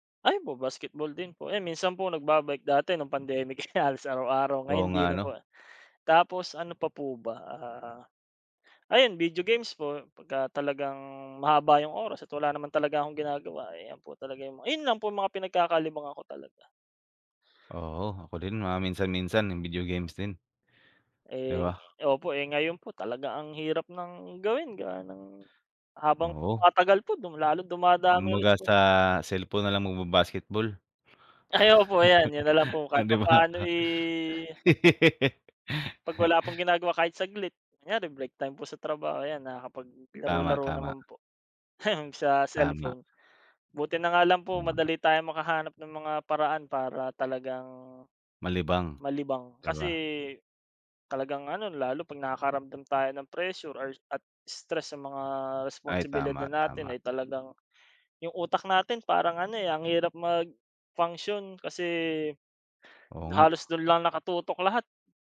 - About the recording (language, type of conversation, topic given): Filipino, unstructured, Ano ang nararamdaman mo kapag hindi mo magawa ang paborito mong libangan?
- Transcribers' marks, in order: wind; laughing while speaking: "halos"; laugh; laughing while speaking: "Oh, 'di ba?"; laugh; chuckle